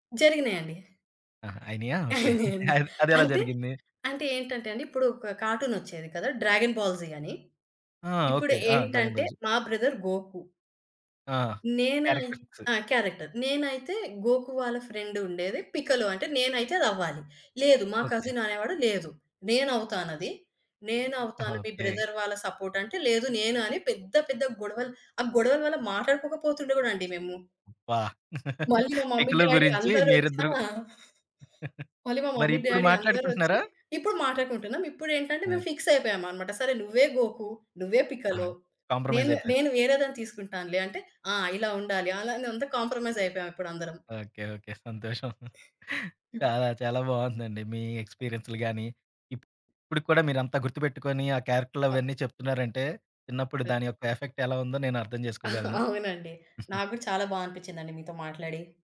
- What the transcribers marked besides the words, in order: chuckle; in English: "కార్టూన్"; in English: "డ్రాగన్ బాల్‌జీ"; in English: "డ్రాగన్ బెల్స్"; in English: "బ్రదర్"; in English: "క్యారెక్టర్స్"; in English: "క్యారెక్టర్"; in English: "కసిన్"; in English: "బ్రదర్"; in English: "సపోర్ట్"; other background noise; chuckle; in English: "మమ్మీ, డాడీ"; chuckle; in English: "మమ్మీ డాడీ"; in English: "ఫిక్స్"; in English: "కాంప్రమైజ్"; in English: "కాంప్రమైజ్"; chuckle; in English: "ఎఫెక్ట్"; chuckle
- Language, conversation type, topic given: Telugu, podcast, చిన్నప్పుడు పాత కార్టూన్లు చూడటం మీకు ఎలాంటి జ్ఞాపకాలను గుర్తు చేస్తుంది?